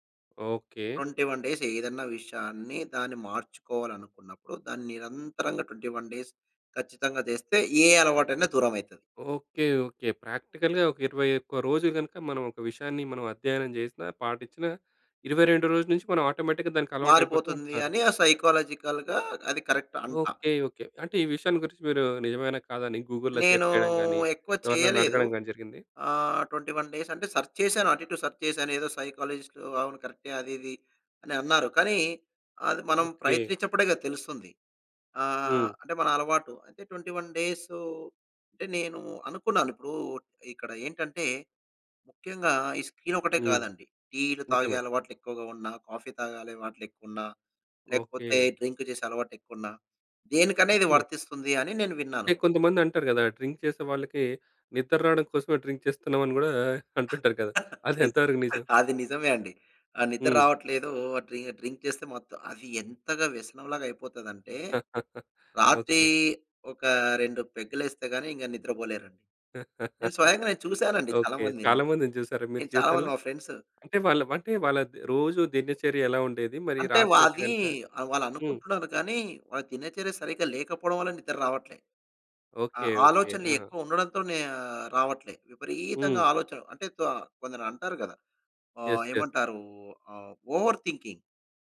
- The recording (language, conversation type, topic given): Telugu, podcast, బాగా నిద్రపోవడానికి మీరు రాత్రిపూట పాటించే సరళమైన దైనందిన క్రమం ఏంటి?
- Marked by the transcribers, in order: in English: "ట్వెంటీ వన్ డేస్"; in English: "ట్వెంటీ వన్ డేస్"; in English: "ప్రాక్టికల్‌గా"; in English: "ఆటోమేటిక్‌గా"; in English: "సైకలాజికల్‌గా"; in English: "కరెక్ట్"; in English: "గూగుల్‌లో సెర్చ్"; in English: "ట్వెంటీ వన్ డేస్"; in English: "సెర్చ్"; in English: "సెర్చ్"; in English: "సైకాలజిస్ట్"; in English: "ట్వెంటీ వన్"; in English: "స్క్రీన్"; in English: "డ్రింక్"; in English: "డ్రింక్"; in English: "డ్రింక్"; laughing while speaking: "అంటుంటారు కదా! అదెంత వరకు నిజం?"; chuckle; in English: "డ్రి డ్రింక్"; chuckle; chuckle; in English: "యస్. యాస్"; in English: "ఓవర్ థింకింగ్"